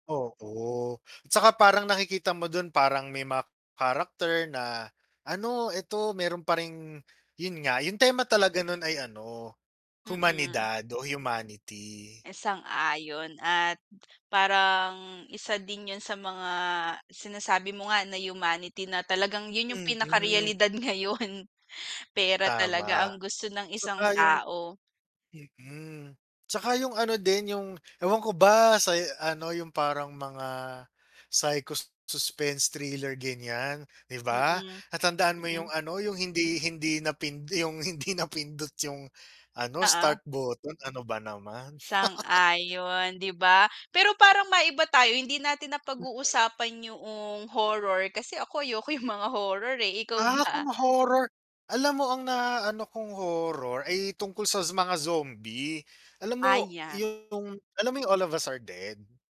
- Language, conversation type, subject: Filipino, unstructured, Ano ang unang pelikula na talagang nagustuhan mo, at bakit?
- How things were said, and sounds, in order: static; laughing while speaking: "ngayon"; in English: "psycho suspense thriller"; laughing while speaking: "hindi napindot"; laugh; distorted speech